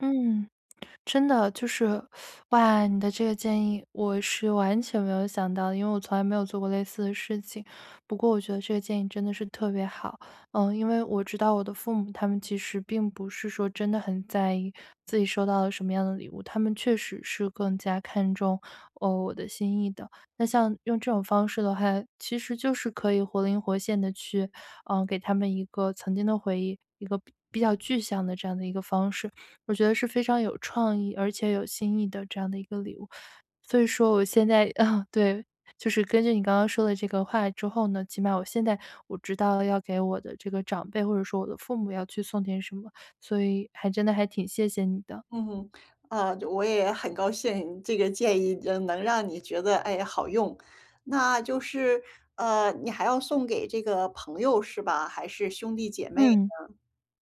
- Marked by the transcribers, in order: teeth sucking; other background noise; chuckle
- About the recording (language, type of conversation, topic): Chinese, advice, 我怎样才能找到适合别人的礼物？